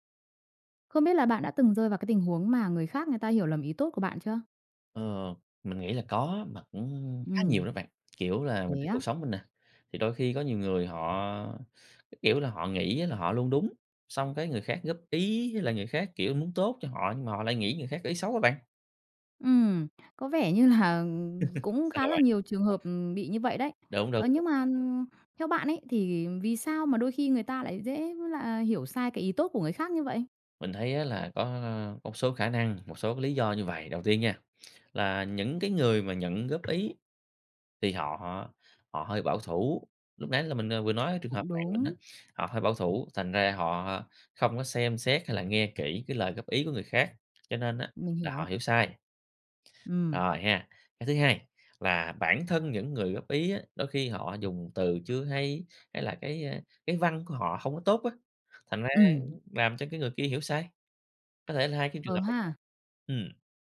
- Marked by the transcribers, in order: laughing while speaking: "như là"; laugh; tapping
- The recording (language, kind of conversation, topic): Vietnamese, podcast, Bạn nên làm gì khi người khác hiểu sai ý tốt của bạn?